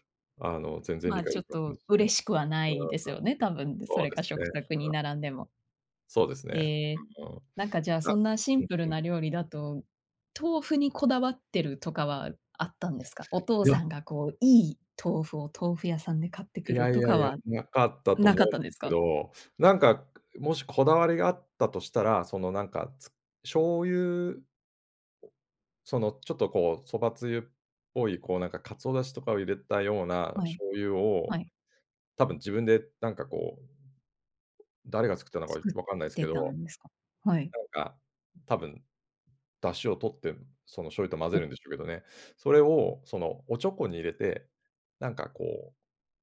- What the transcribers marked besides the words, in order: other noise
- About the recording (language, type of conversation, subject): Japanese, podcast, 子どもの頃の食卓で一番好きだった料理は何ですか？